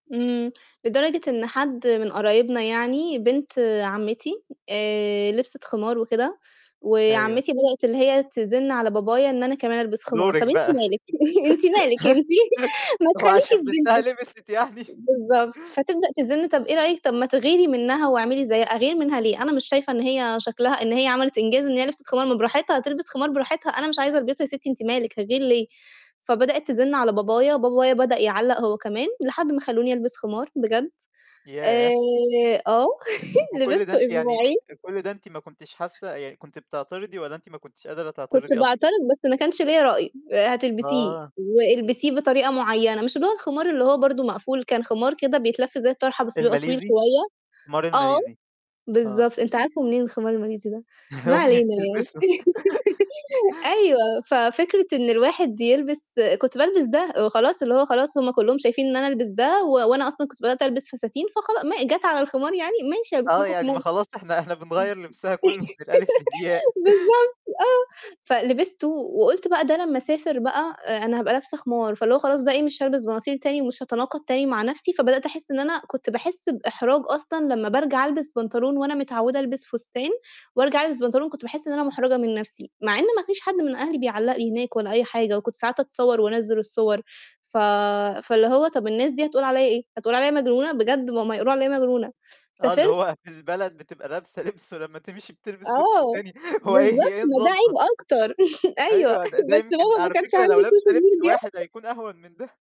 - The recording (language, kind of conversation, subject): Arabic, podcast, إزاي بتتعامل مع انتقادات الناس على ستايلك؟
- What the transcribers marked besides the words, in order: chuckle; laughing while speaking: "أنتِ مالِك أنتِ"; giggle; laughing while speaking: "هو عشان بنتها لبست يعني"; chuckle; laugh; laughing while speaking: "لبسته أسبوعين"; laugh; laughing while speaking: "أمي بتلبسُه"; laugh; laughing while speaking: "أيوه"; laugh; other noise; laugh; laughing while speaking: "الألف للياء"; chuckle; laughing while speaking: "اللي هو في البلد بتبقى … هي إيه نظامها؟"; chuckle; laughing while speaking: "أيوه"; laughing while speaking: "أيوه، ده ده يمكن على … أهون من ده"; laughing while speaking: "Social Media"; in English: "Social Media"; laugh